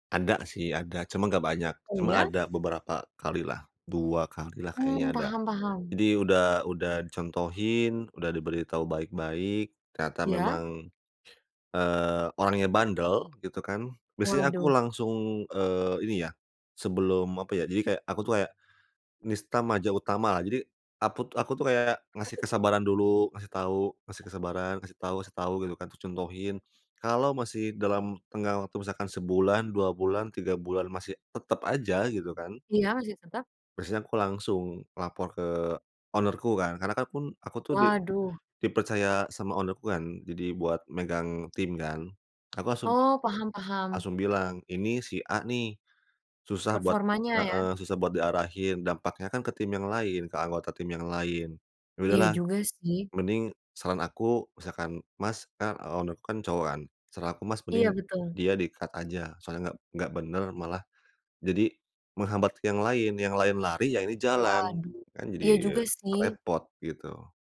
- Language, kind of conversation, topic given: Indonesian, podcast, Bagaimana cara membangun kepercayaan lewat tindakan, bukan cuma kata-kata?
- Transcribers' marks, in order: tapping; other background noise; in English: "owner"; in English: "owner"; in English: "owner"; in English: "di-cut"